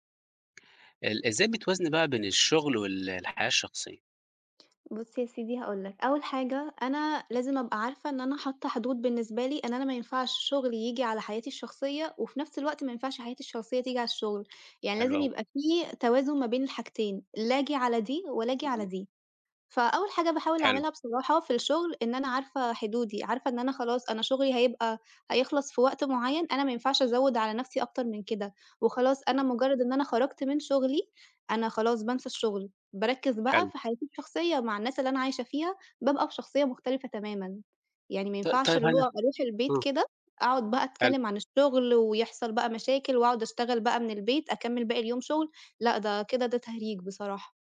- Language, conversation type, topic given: Arabic, podcast, إزاي بتوازن بين الشغل وحياتك الشخصية؟
- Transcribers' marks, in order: tapping